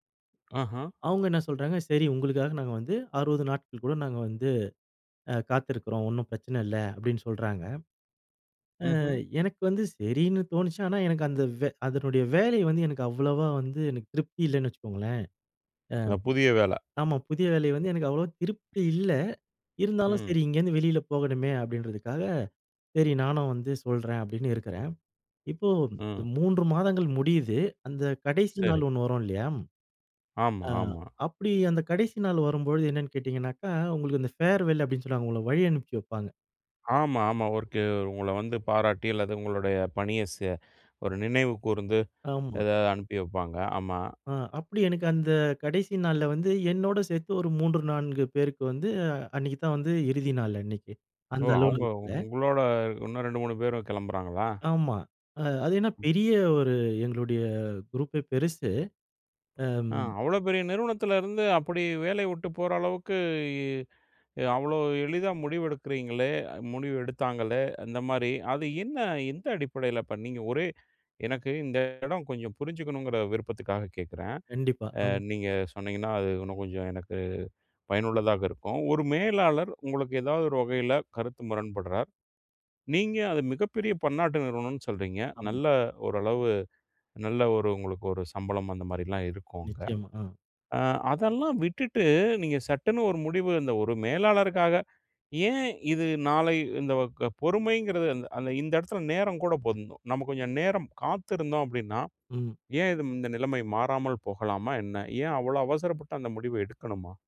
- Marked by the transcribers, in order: other background noise; grunt; in English: "ஃபேர்வெல்"; unintelligible speech; anticipating: "ஆ. அவ்வளோ பெரிய நிறுவனத்தில இருந்து … புரிஞ்சிக்கணுங்கிற விருப்பத்துக்காக கேட்குறேன்"; drawn out: "அளவுக்கு"; "போருந்தும்" said as "போந்தும்"
- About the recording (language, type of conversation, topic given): Tamil, podcast, நேரமும் அதிர்ஷ்டமும்—உங்கள் வாழ்க்கையில் எது அதிகம் பாதிப்பதாக நீங்கள் நினைக்கிறீர்கள்?